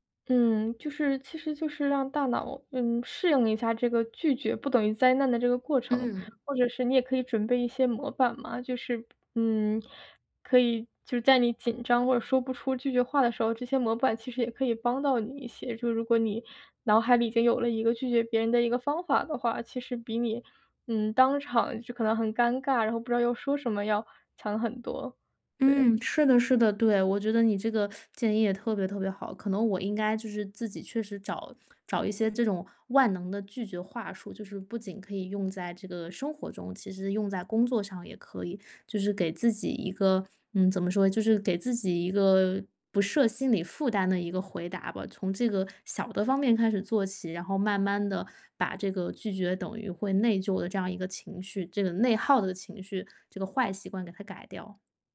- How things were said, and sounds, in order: teeth sucking
- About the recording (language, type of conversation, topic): Chinese, advice, 每次说“不”都会感到内疚，我该怎么办？